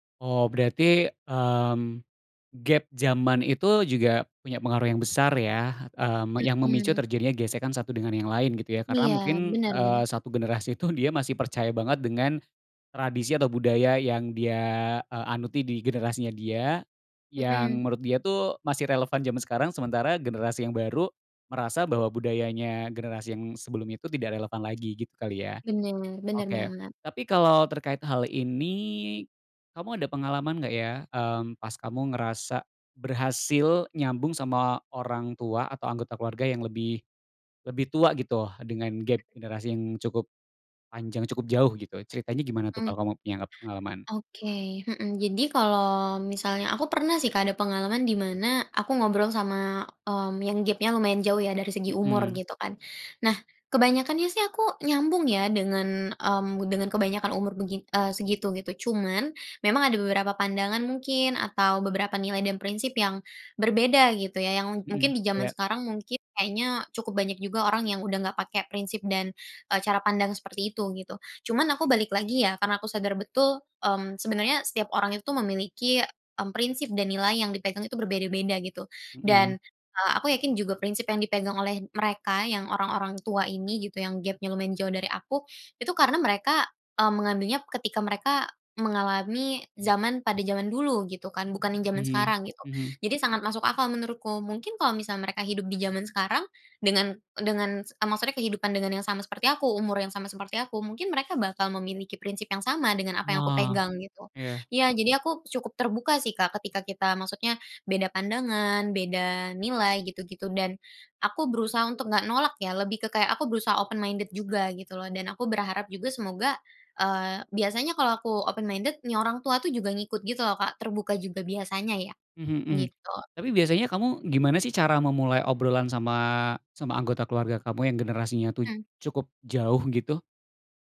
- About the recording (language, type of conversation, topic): Indonesian, podcast, Bagaimana cara membangun jembatan antargenerasi dalam keluarga?
- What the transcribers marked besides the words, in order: other background noise; in English: "open minded"; in English: "open minded"; tapping